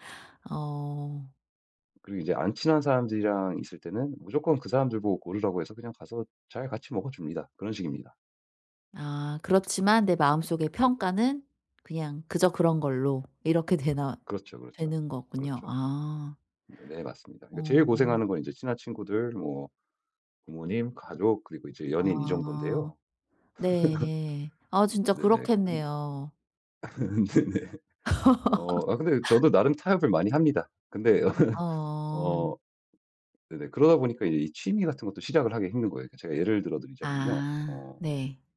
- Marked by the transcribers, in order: other background noise; laugh; laughing while speaking: "네네"; laugh
- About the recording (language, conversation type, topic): Korean, advice, 실패가 두려워 새 취미를 시작하기 어려울 때 어떻게 하면 좋을까요?